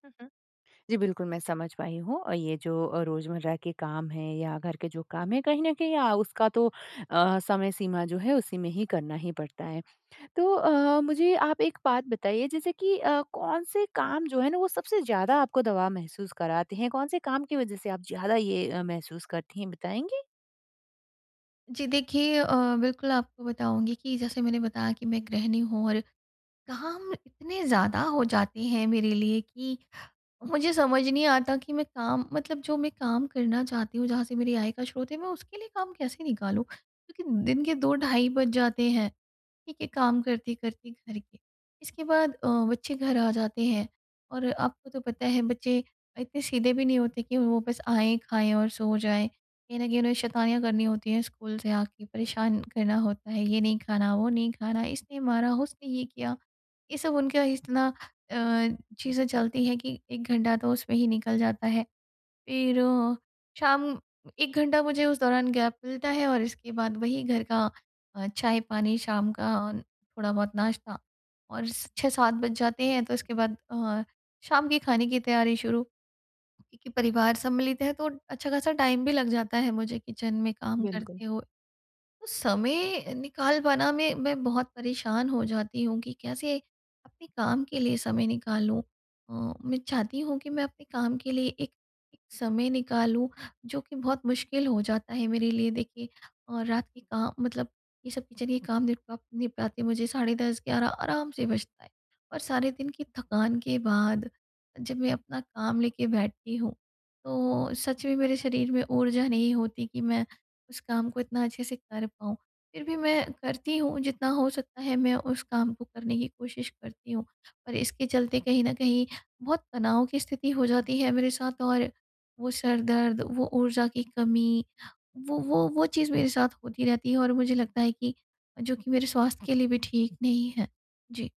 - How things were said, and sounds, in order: other noise; in English: "गैप"; in English: "टाइम"; in English: "किचन"; in English: "किचन"
- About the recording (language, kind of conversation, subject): Hindi, advice, अनिश्चितता में प्राथमिकता तय करना